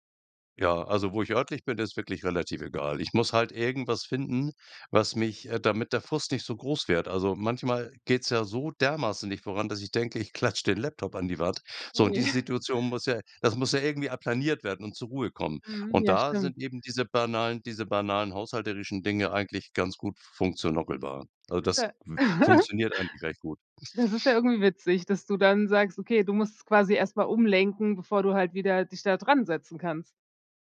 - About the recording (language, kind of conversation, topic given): German, podcast, Wie entwickelst du kreative Gewohnheiten im Alltag?
- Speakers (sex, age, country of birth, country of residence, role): female, 45-49, Germany, United States, host; male, 65-69, Germany, Germany, guest
- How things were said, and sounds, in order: stressed: "dermaßen"; chuckle; "einsetzbar" said as "funktionockelbar"; chuckle